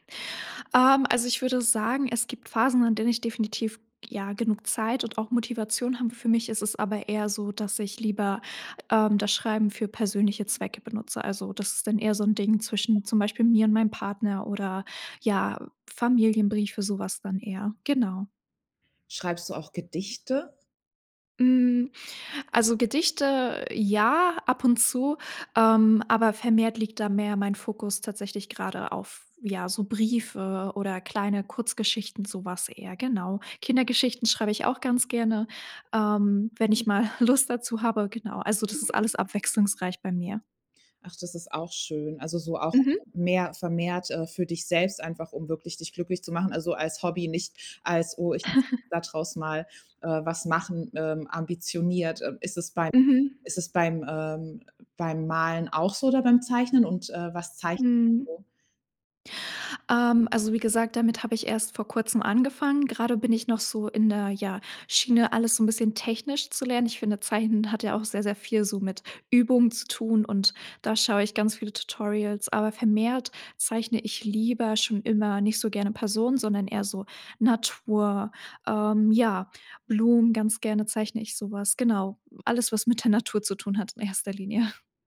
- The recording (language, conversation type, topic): German, podcast, Wie stärkst du deine kreative Routine im Alltag?
- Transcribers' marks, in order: other background noise; chuckle; laughing while speaking: "Lust"; tapping; chuckle; laughing while speaking: "mit der Natur"; laughing while speaking: "erster Linie"; snort